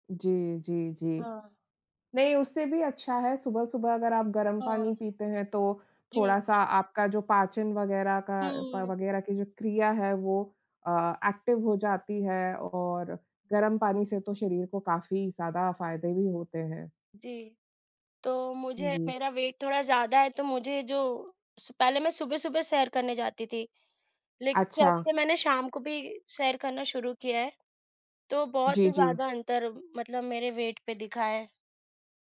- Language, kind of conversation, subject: Hindi, unstructured, सुबह की सैर या शाम की सैर में से आपके लिए कौन सा समय बेहतर है?
- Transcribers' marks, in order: other background noise; in English: "एक्टिव"; in English: "वेट"; in English: "वेट"